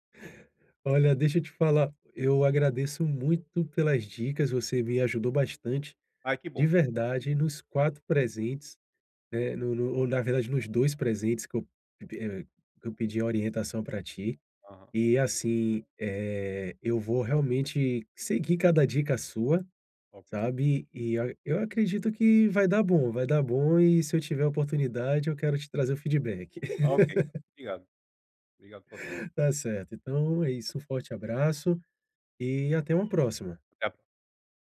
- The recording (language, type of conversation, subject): Portuguese, advice, Como posso encontrar um presente bom e adequado para alguém?
- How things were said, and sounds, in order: laugh; unintelligible speech